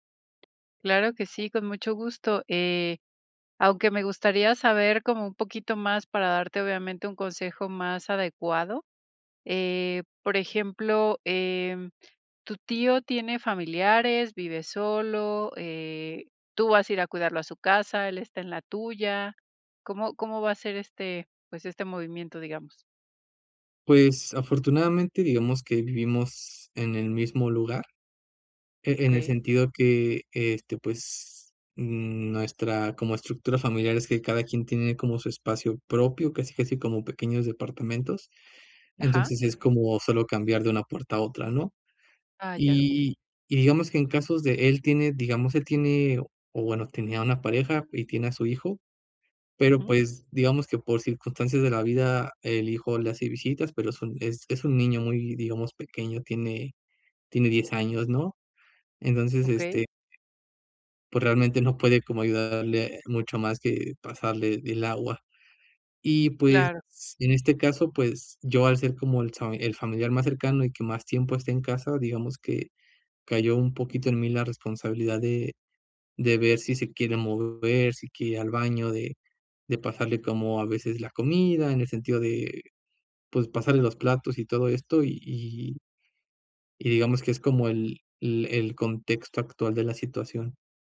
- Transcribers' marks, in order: other background noise
- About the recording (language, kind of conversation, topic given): Spanish, advice, ¿Cómo puedo organizarme para cuidar de un familiar mayor o enfermo de forma repentina?